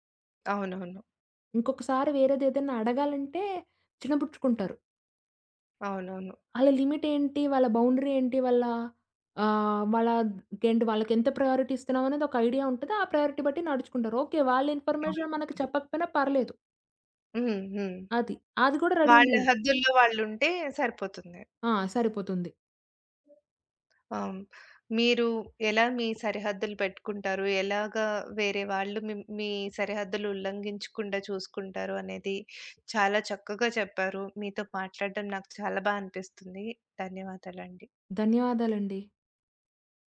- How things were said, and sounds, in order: tapping; in English: "లిమిట్"; in English: "బౌండరీ"; in English: "ప్రయారిటీ"; in English: "ప్రయారిటీ"; in English: "ఇన్ఫర్మేషన్"; other background noise; in English: "రెడీ"
- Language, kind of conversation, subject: Telugu, podcast, ఎవరైనా మీ వ్యక్తిగత సరిహద్దులు దాటితే, మీరు మొదట ఏమి చేస్తారు?